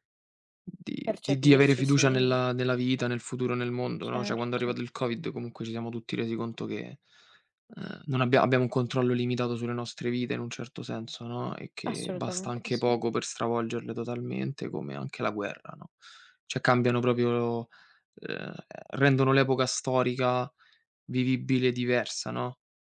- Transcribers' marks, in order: "Cioè" said as "ceh"; "cioè" said as "ceh"; tapping
- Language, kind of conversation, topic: Italian, unstructured, Che cosa ti fa sentire più autentico?